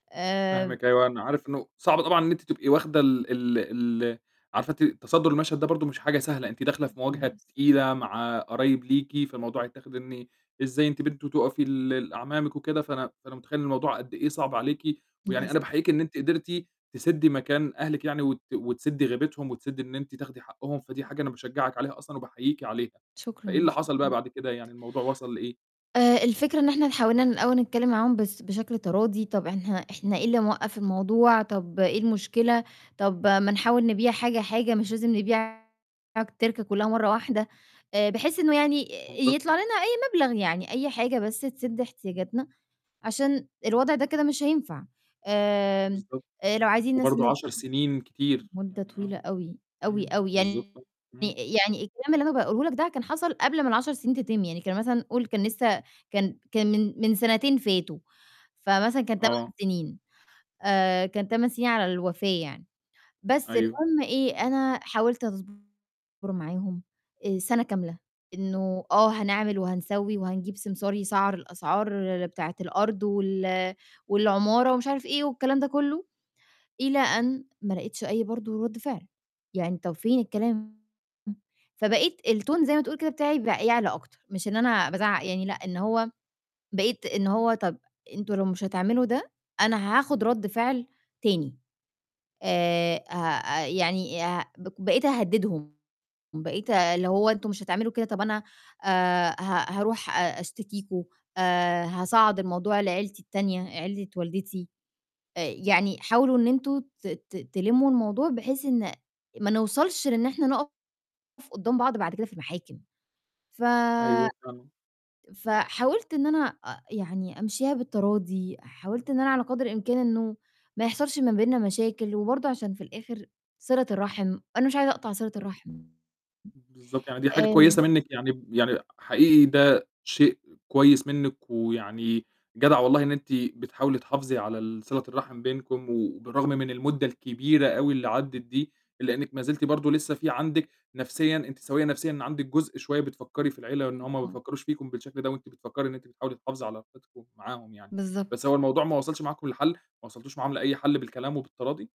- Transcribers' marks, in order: distorted speech; "إحنا-" said as "إنحا"; in English: "الtone"; other noise; other background noise
- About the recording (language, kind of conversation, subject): Arabic, advice, إزاي أتعامل مع الخلاف بيني وبين إخواتي على تقسيم الميراث أو أملاك العيلة؟